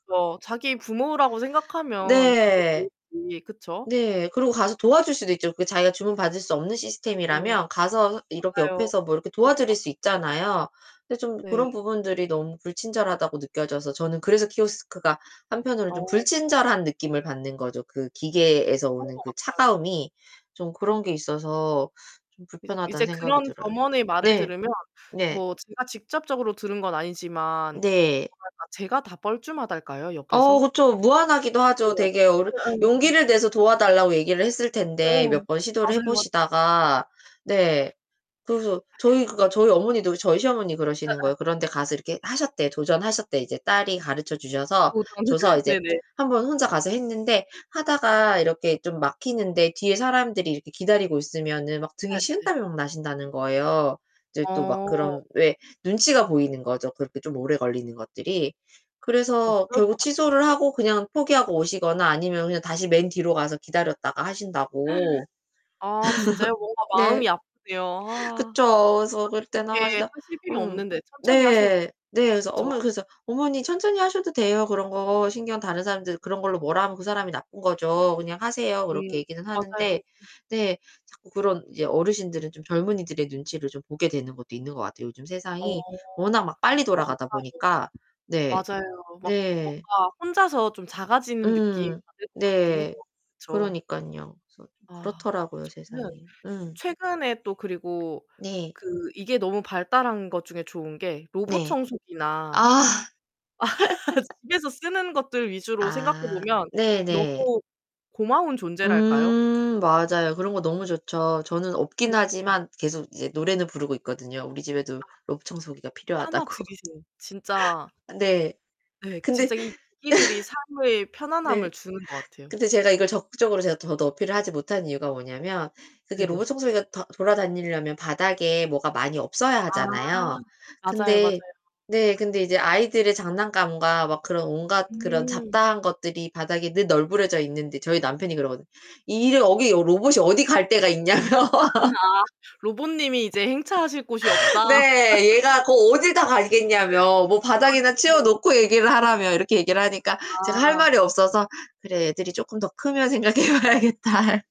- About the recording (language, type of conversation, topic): Korean, unstructured, 요즘 기술이 우리 삶을 어떻게 바꾸고 있다고 생각하시나요?
- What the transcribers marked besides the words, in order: distorted speech; laughing while speaking: "도전"; other background noise; gasp; laugh; laugh; laughing while speaking: "필요하다고"; tapping; laugh; laughing while speaking: "있냐며"; laugh; laughing while speaking: "아"; laugh; laughing while speaking: "생각해 봐야겠다.'"